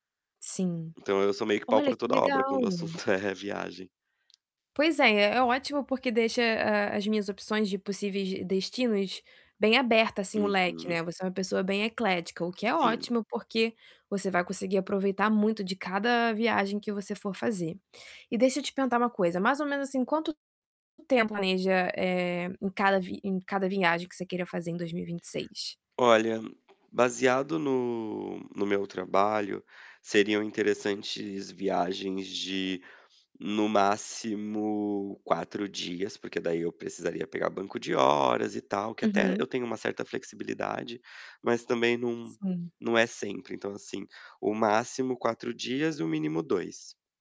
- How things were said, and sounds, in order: laughing while speaking: "é"; tapping; distorted speech; mechanical hum
- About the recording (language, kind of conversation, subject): Portuguese, advice, Como posso planejar e fazer o orçamento de uma viagem sem estresse?